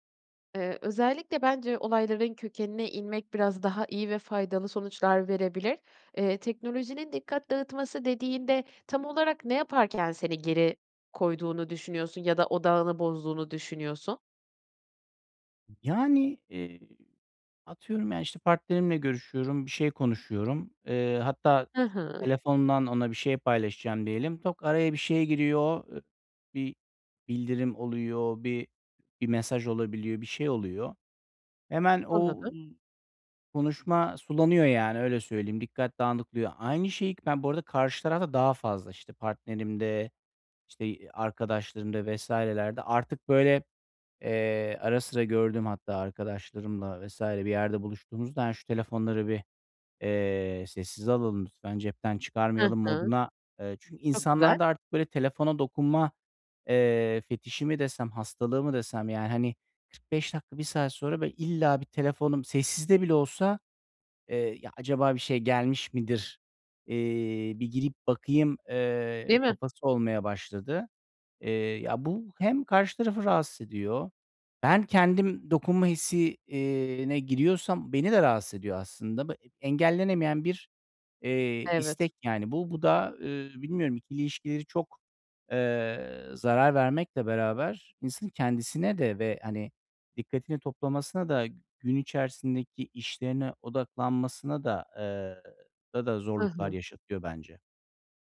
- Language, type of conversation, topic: Turkish, advice, Evde film izlerken veya müzik dinlerken teknolojinin dikkatimi dağıtmasını nasıl azaltıp daha rahat edebilirim?
- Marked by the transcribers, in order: other noise; "dağılıyor" said as "dağınıklıyor"